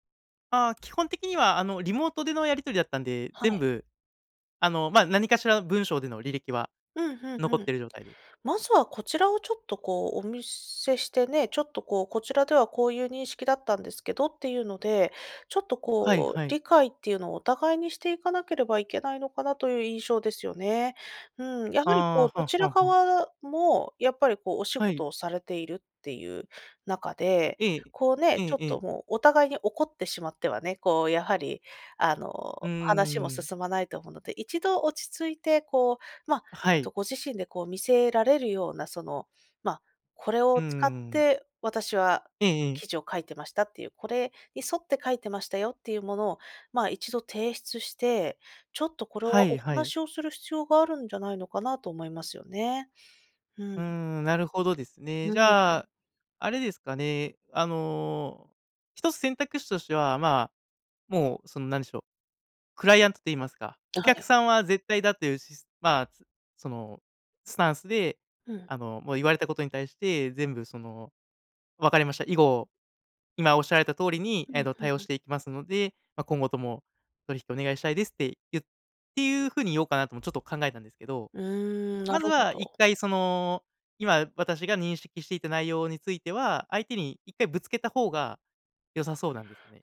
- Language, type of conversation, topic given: Japanese, advice, 初めての顧客クレーム対応で動揺している
- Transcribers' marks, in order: none